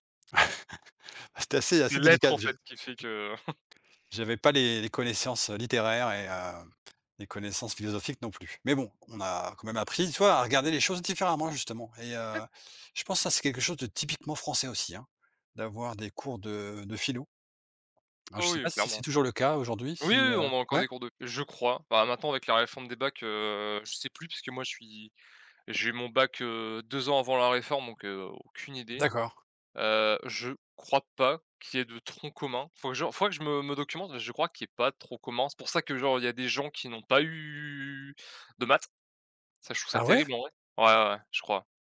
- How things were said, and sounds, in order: laugh; chuckle; unintelligible speech; tapping; drawn out: "eu"
- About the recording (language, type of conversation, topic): French, unstructured, Quel est ton souvenir préféré à l’école ?